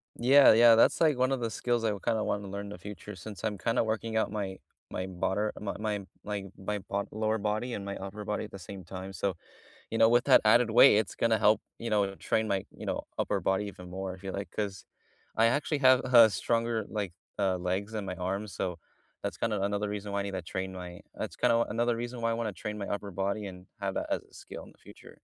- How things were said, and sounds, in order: none
- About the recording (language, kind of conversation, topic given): English, unstructured, What skill would you love to learn in the future?
- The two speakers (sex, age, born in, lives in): female, 35-39, United States, United States; male, 20-24, United States, United States